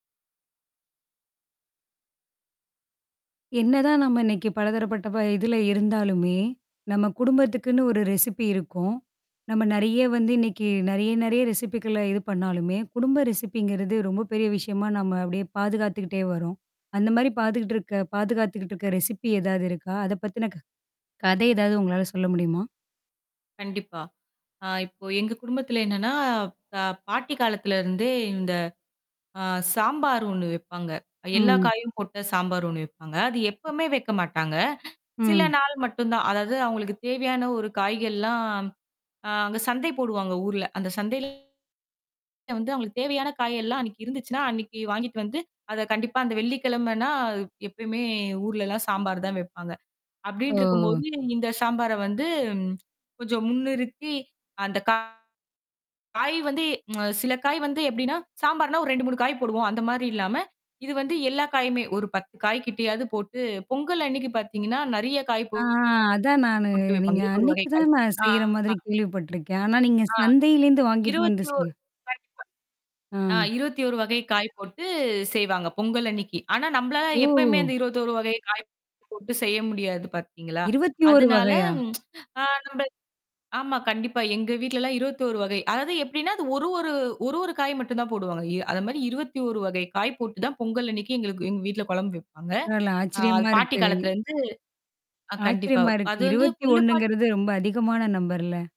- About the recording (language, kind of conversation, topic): Tamil, podcast, உங்கள் குடும்ப ரெசிப்பிகளைப் பகிர்ந்துகொள்ளும்போது நினைவில் நிற்கும் கதைகள் என்னென்ன?
- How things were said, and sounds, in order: mechanical hum; in English: "ரெசிப்பி"; in English: "ரெசிபிக்குள்ள"; in English: "ரெசிபிங்கிறது"; in English: "ரெசிபி"; other background noise; distorted speech; swallow; other noise; drawn out: "ஆ"; unintelligible speech; tsk